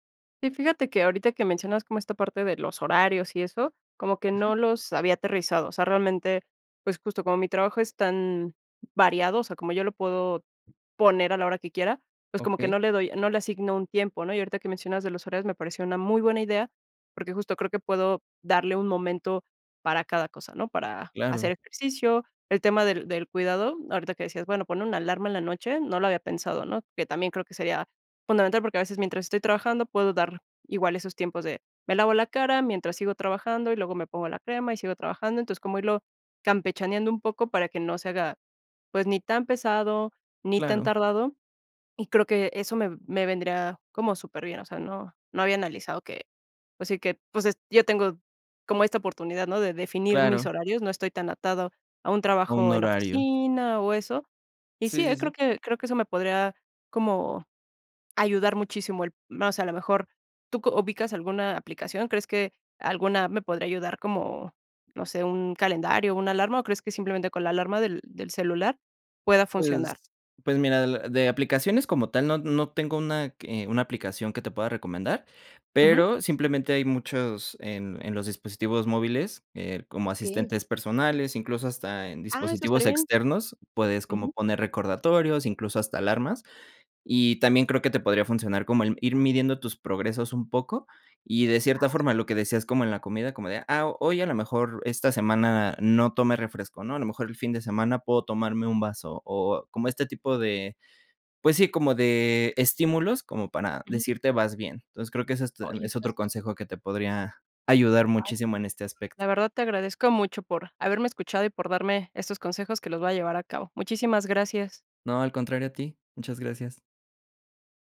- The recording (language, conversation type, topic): Spanish, advice, ¿Por qué te cuesta crear y mantener una rutina de autocuidado sostenible?
- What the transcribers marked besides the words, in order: other background noise